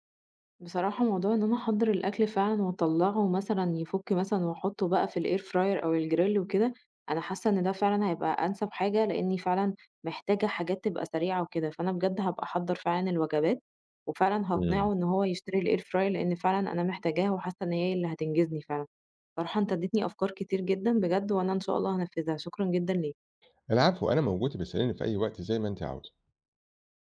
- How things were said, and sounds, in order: in English: "الair fryer"; in English: "الgrill"; in English: "الair fryer"
- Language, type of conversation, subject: Arabic, advice, إزاي أقدر أخطط لوجبات صحية مع ضيق الوقت والشغل؟